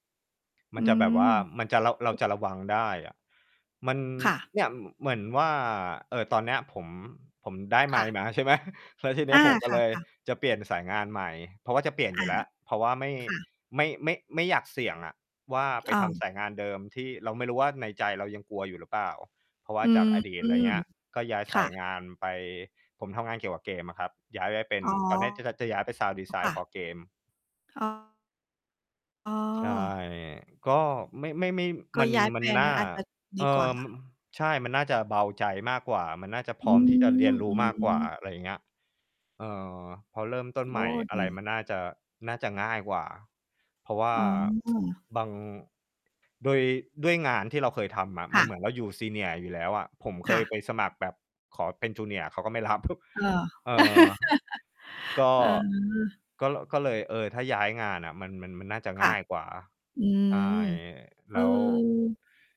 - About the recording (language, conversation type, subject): Thai, unstructured, เวลาที่คุณรู้สึกท้อแท้ คุณทำอย่างไรให้กลับมามีกำลังใจและสู้ต่อได้อีกครั้ง?
- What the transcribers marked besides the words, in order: other background noise; chuckle; tapping; distorted speech; in English: "Sound Design for Game"; tsk; laugh; laughing while speaking: "รับ"